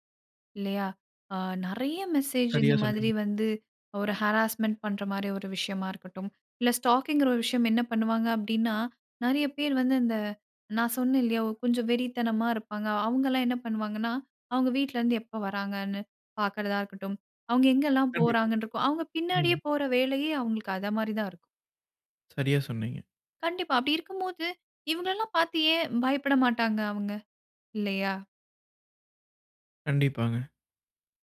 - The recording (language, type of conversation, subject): Tamil, podcast, ரசிகர்களுடன் நெருக்கமான உறவை ஆரோக்கியமாக வைத்திருக்க என்னென்ன வழிமுறைகள் பின்பற்ற வேண்டும்?
- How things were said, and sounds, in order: in English: "ஹராஸ்மென்ட்"; in English: "ஸ்டாக்கி"; tapping; other noise